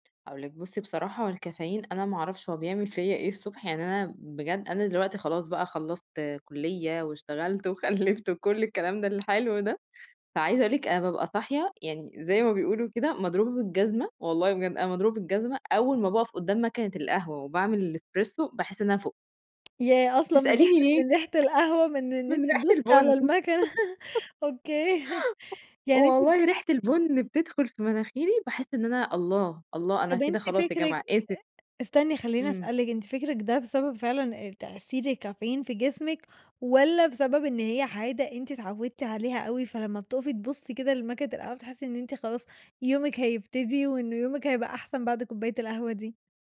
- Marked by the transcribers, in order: tapping; laughing while speaking: "وخلّفت"; other noise; laugh
- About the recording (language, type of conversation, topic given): Arabic, podcast, إيه تأثير السكر والكافيين على نومك وطاقتك؟